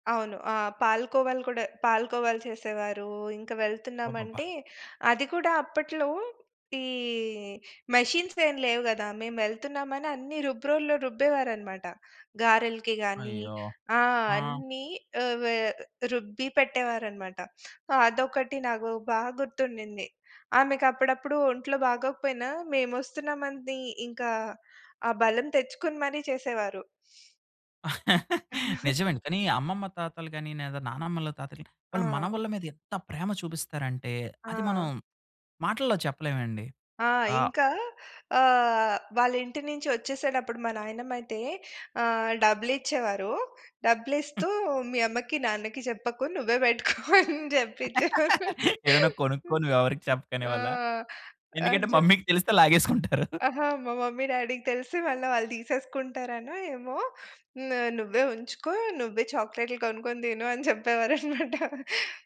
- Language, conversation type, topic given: Telugu, podcast, ప్రతి తరం ప్రేమను ఎలా వ్యక్తం చేస్తుంది?
- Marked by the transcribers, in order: in English: "మెషిన్స్"; "మని" said as "మంది"; chuckle; chuckle; laugh; laughing while speaking: "బెట్టుకో అనే జెప్పిచ్చేవారు"; in English: "మమ్మీకి"; laughing while speaking: "లాగేసుకుంటారు"; other background noise; in English: "మమ్మీ, డ్యాడీకి"; laughing while speaking: "కొనుక్కొని దిను అని జెప్పేవారన్నమాట"